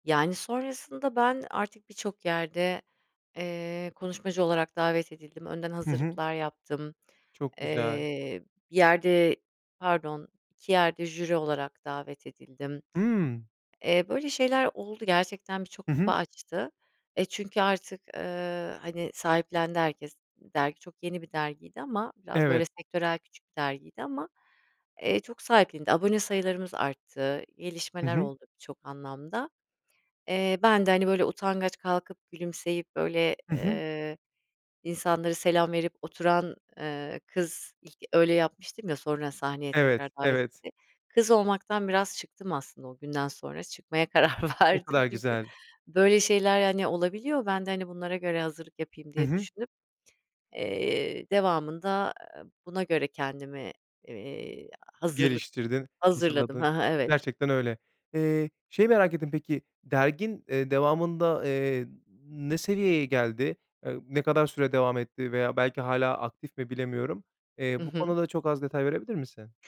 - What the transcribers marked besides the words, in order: other background noise
- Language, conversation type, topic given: Turkish, podcast, Ne zaman kendinle en çok gurur duydun?